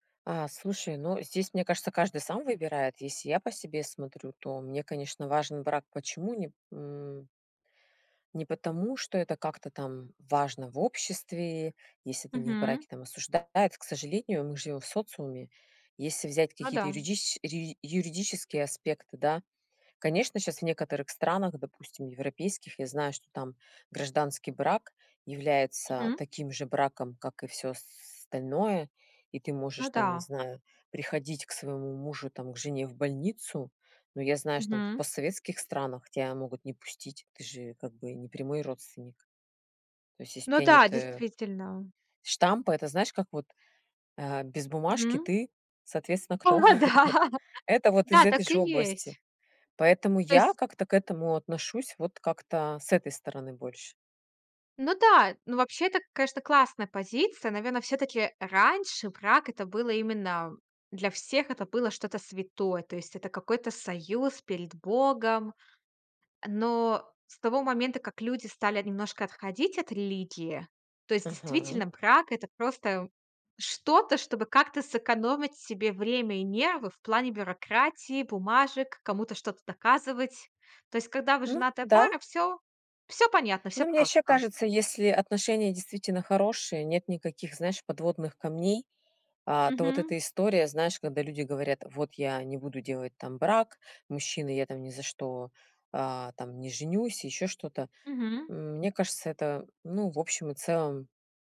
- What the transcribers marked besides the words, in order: laughing while speaking: "О да"; chuckle
- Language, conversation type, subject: Russian, podcast, Что для тебя важнее — стабильность или свобода?